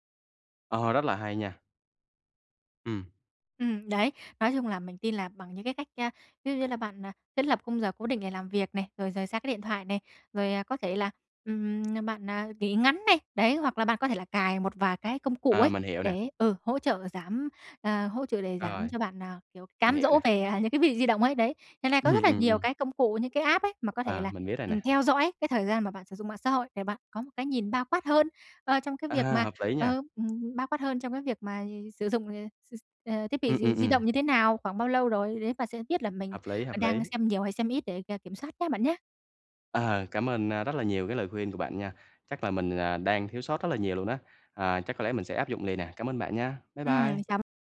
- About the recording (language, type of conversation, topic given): Vietnamese, advice, Làm thế nào để kiểm soát thời gian xem màn hình hằng ngày?
- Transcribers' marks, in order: tapping; laughing while speaking: "à"; in English: "app"; other background noise